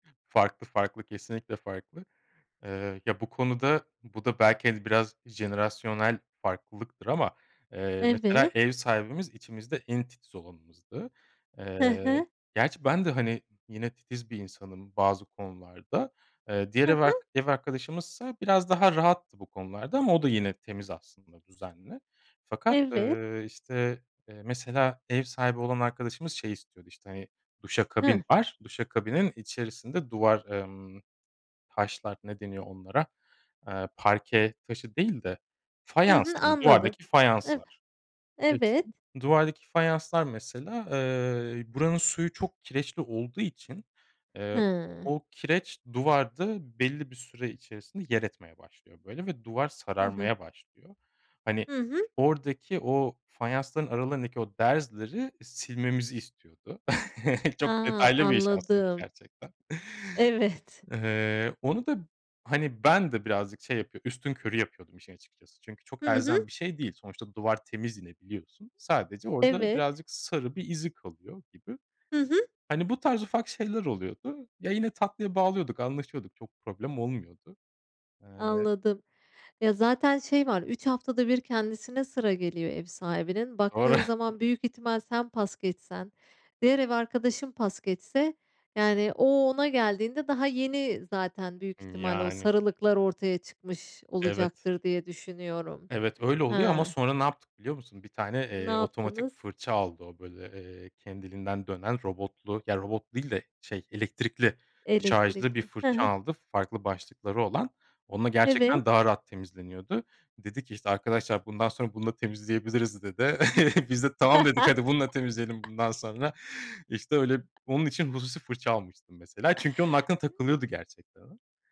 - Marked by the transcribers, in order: unintelligible speech; chuckle; other background noise; chuckle
- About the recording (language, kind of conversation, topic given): Turkish, podcast, Paylaşılan evde ev işlerini nasıl paylaşıyorsunuz?